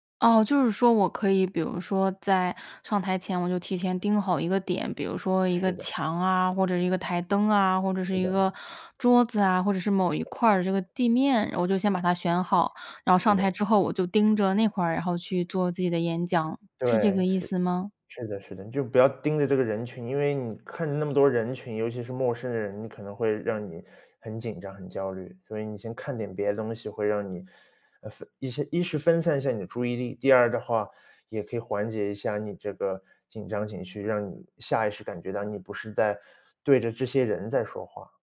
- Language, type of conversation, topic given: Chinese, advice, 你在面试或公开演讲前为什么会感到强烈焦虑？
- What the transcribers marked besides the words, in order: other background noise